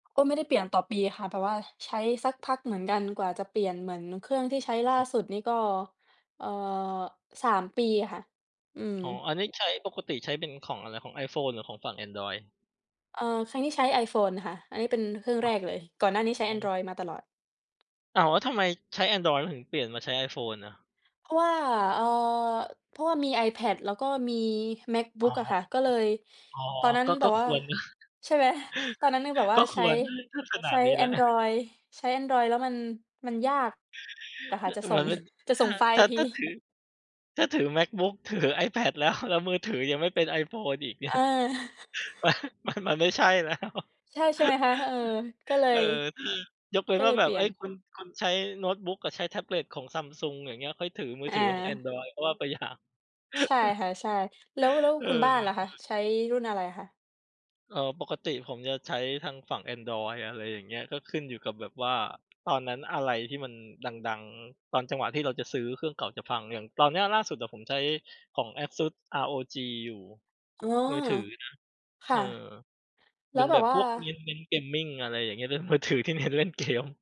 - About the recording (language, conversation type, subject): Thai, unstructured, สมาร์ทโฟนทำให้ชีวิตสะดวกขึ้นจริงหรือ?
- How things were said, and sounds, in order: other background noise; tapping; laughing while speaking: "นะ"; chuckle; chuckle; chuckle; laughing while speaking: "เนี่ย"; laughing while speaking: "แล้ว"; chuckle; background speech; laughing while speaking: "อย่าง"